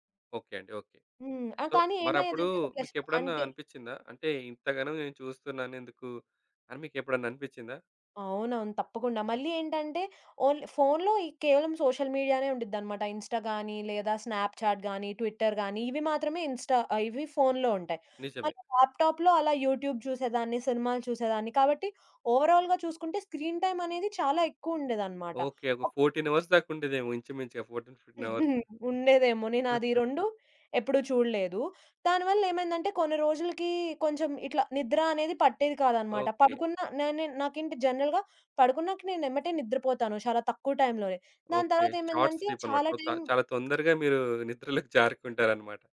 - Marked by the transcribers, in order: in English: "సో"; in English: "ప్లస్"; in English: "ఓన్లీ"; in English: "సోషల్ మీడియానే"; in English: "ఇన్‌స్టా‌గాని"; in English: "స్నాప్‌చాట్‌గాని, ట్విట్టర్‌గాని"; in English: "ఇన్‌స్టా"; in English: "ల్యాప్‌టాప్‌లో"; in English: "యూట్యూబ్"; in English: "ఓవరాల్‌గా"; in English: "స్క్రీన్‌టైమ్"; in English: "ఫోర్‌టీన్ అవర్స్"; unintelligible speech; in English: "ఫోర్‌టీన్ , ఫిఫ్‌టీన్"; chuckle; in English: "జనరల్‌గా"; in English: "షార్ట్"; in English: "సో"; laughing while speaking: "జారుకుంటారన్నమాట"
- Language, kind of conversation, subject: Telugu, podcast, మీరు ఎప్పుడు ఆన్‌లైన్ నుంచి విరామం తీసుకోవాల్సిందేనని అనుకుంటారు?